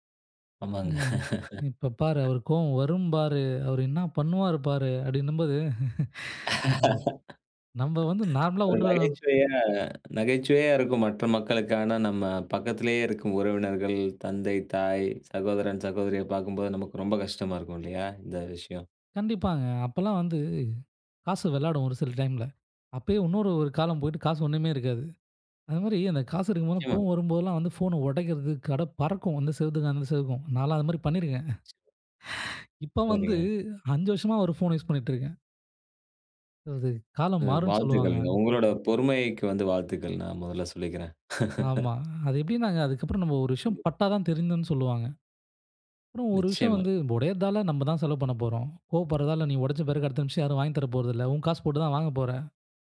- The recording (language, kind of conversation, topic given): Tamil, podcast, உணவில் சிறிய மாற்றங்கள் எப்படி வாழ்க்கையை பாதிக்க முடியும்?
- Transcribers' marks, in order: laugh; laugh; other background noise; other noise; "செவத்துக்கும்" said as "செவுக்கும்"; chuckle; sigh; laugh